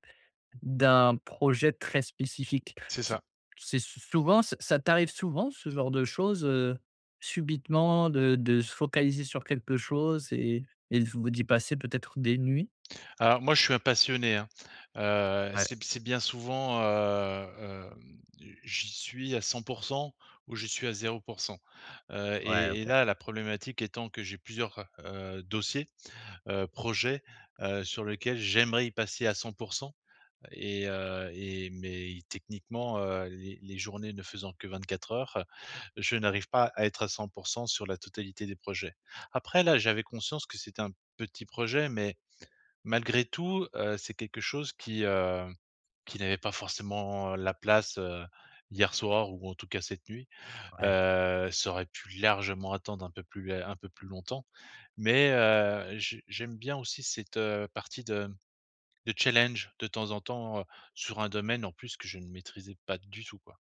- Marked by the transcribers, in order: drawn out: "heu"; other background noise; drawn out: "Heu"; stressed: "largement"
- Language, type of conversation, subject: French, advice, Comment mieux organiser mes projets en cours ?
- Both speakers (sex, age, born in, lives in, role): male, 25-29, France, France, advisor; male, 50-54, France, France, user